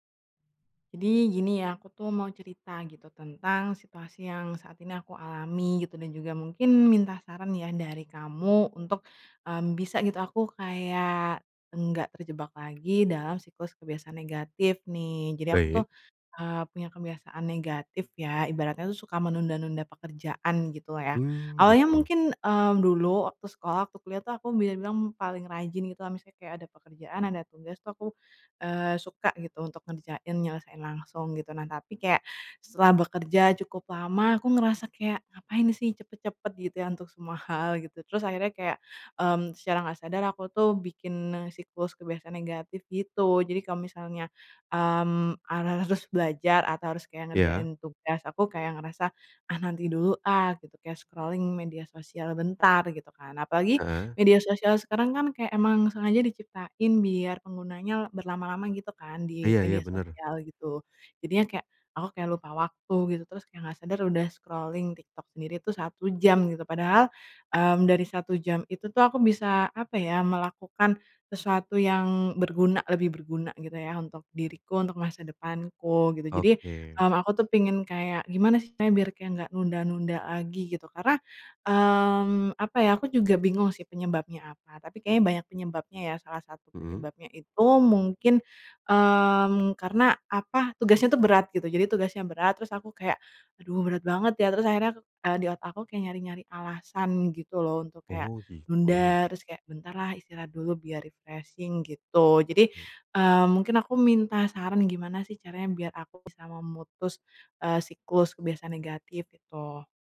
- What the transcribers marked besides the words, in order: tapping; in English: "scrolling"; in English: "scrolling"; in English: "refreshing"
- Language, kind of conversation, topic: Indonesian, advice, Bagaimana saya mulai mencari penyebab kebiasaan negatif yang sulit saya hentikan?